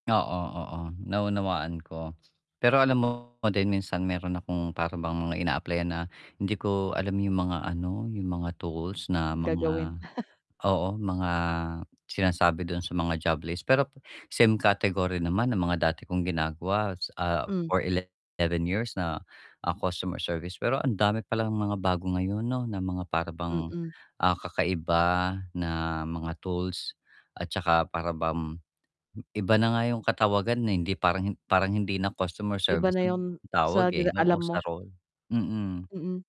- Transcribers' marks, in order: other background noise; distorted speech; chuckle
- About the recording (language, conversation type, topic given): Filipino, advice, Paano ako magpapatuloy at lalago kahit pansamantalang bumabagal ang progreso ko?